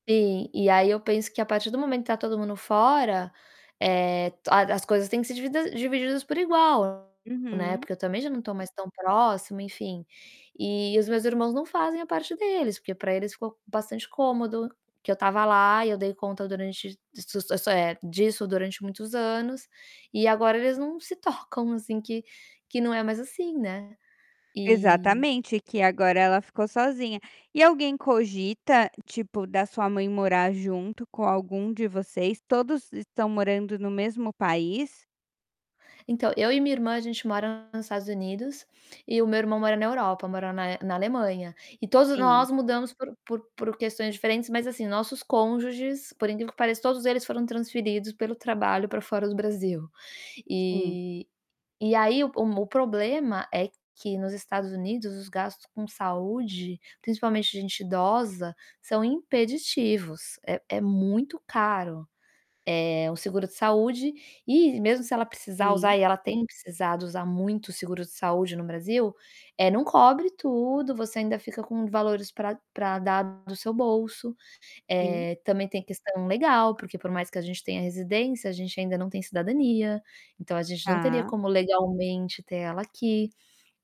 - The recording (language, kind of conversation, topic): Portuguese, advice, Como é não conseguir dormir por causa de pensamentos repetitivos?
- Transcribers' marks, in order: distorted speech; tapping